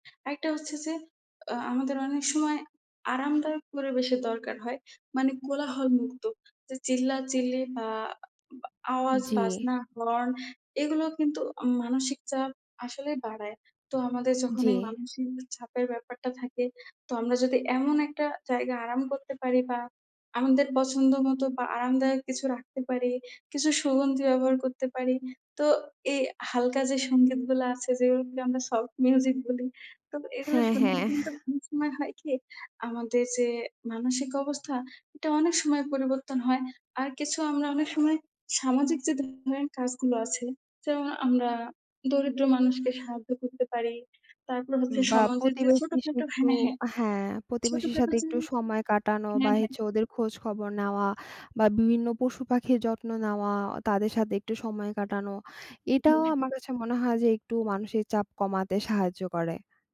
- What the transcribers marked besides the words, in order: tapping; alarm; background speech; "সফট" said as "সলফ"; chuckle; grunt; other background noise; tsk
- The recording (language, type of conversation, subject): Bengali, unstructured, আপনি মানসিক চাপের সঙ্গে কীভাবে মানিয়ে চলেন?